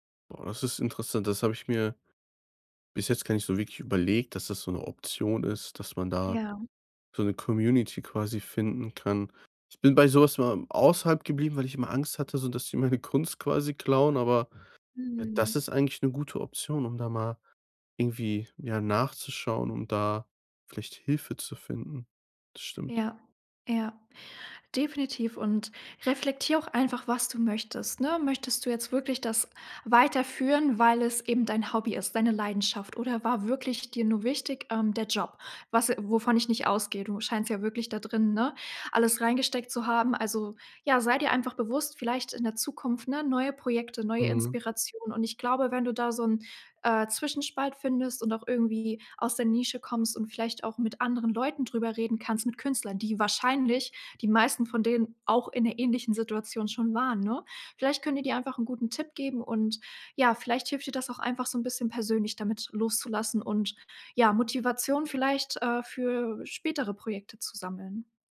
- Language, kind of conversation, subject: German, advice, Wie finde ich nach einer Trennung wieder Sinn und neue Orientierung, wenn gemeinsame Zukunftspläne weggebrochen sind?
- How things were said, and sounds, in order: none